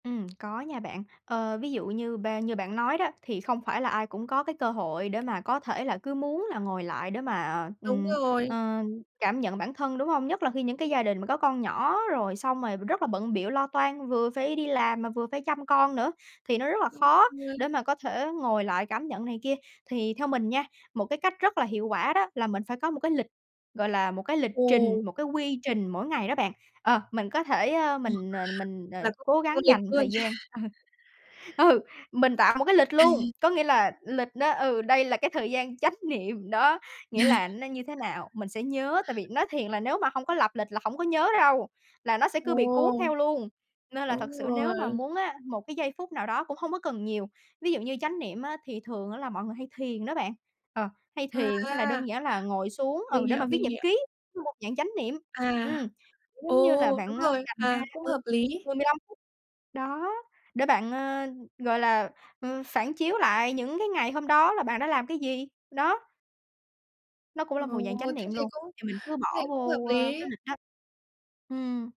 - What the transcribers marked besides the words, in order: tapping; laughing while speaking: "Ồ"; unintelligible speech; laugh; laughing while speaking: "Ờ, ừ"; laugh; laugh
- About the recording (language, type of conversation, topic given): Vietnamese, podcast, Bạn định nghĩa chánh niệm một cách đơn giản như thế nào?